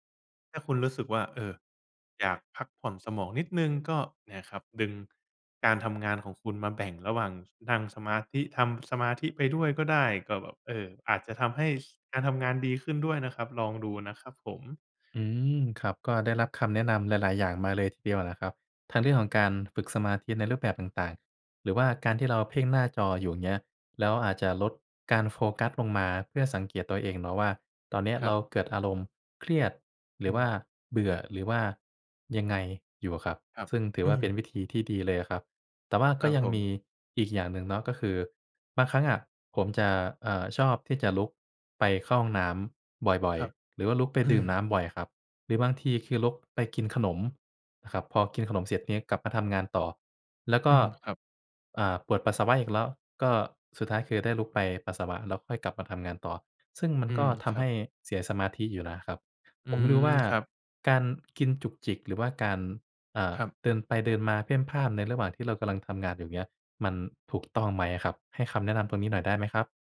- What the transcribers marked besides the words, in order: none
- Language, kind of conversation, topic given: Thai, advice, อยากฝึกสมาธิทุกวันแต่ทำไม่ได้ต่อเนื่อง